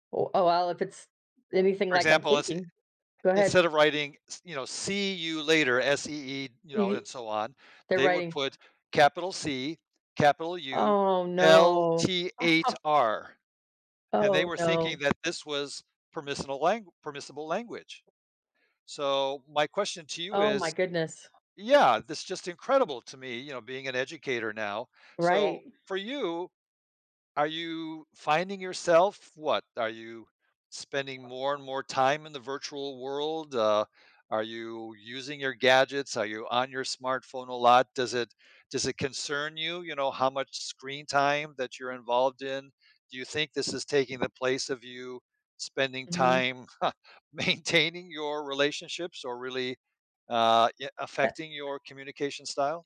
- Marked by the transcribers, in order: laugh; other background noise; tapping; chuckle
- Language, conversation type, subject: English, unstructured, How do your preferences for texting or calling shape the way you communicate with others?
- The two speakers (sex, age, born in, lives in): female, 50-54, United States, United States; male, 70-74, United States, United States